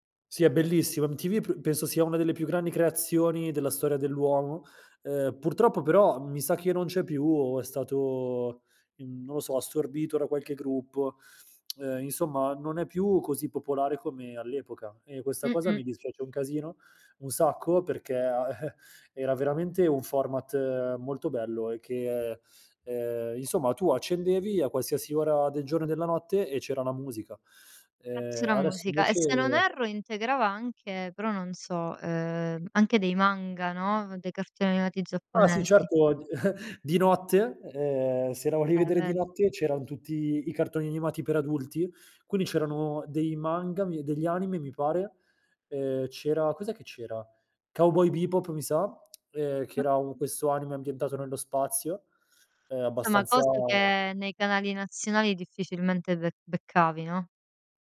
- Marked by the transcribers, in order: lip smack; chuckle; lip smack; background speech
- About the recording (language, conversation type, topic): Italian, podcast, Qual è la colonna sonora della tua adolescenza?